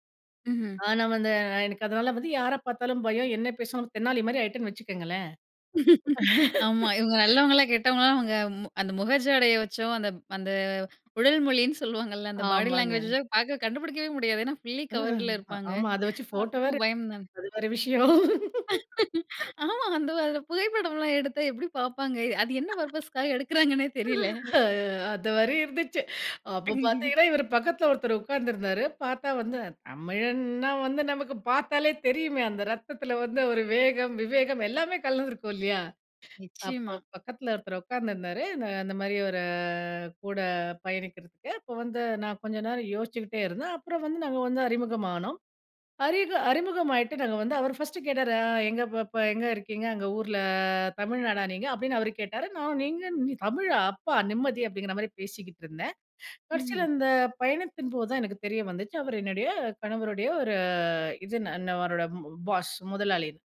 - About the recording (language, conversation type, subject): Tamil, podcast, பயணத்தில் சந்தித்த தெரியாத ஒருவரைப் பற்றிய ஒரு கதையைச் சொல்ல முடியுமா?
- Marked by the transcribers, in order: laugh; laugh; laugh; laugh; other noise; chuckle; laugh; drawn out: "ஒரு"